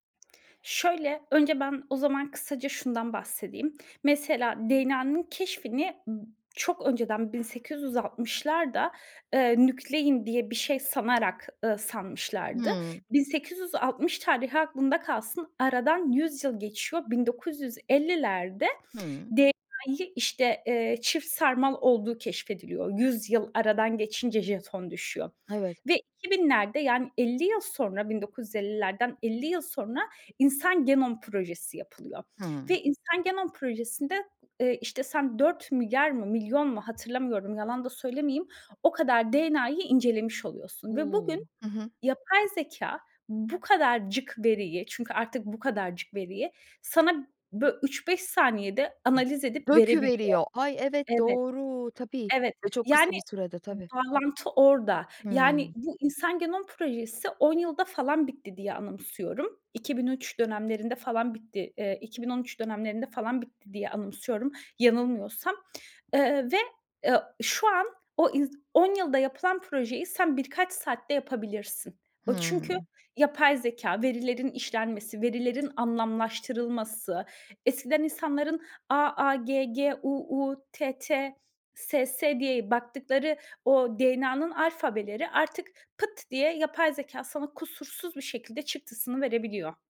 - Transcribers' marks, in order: tapping; other background noise; other noise
- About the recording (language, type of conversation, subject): Turkish, podcast, DNA testleri aile hikâyesine nasıl katkı sağlar?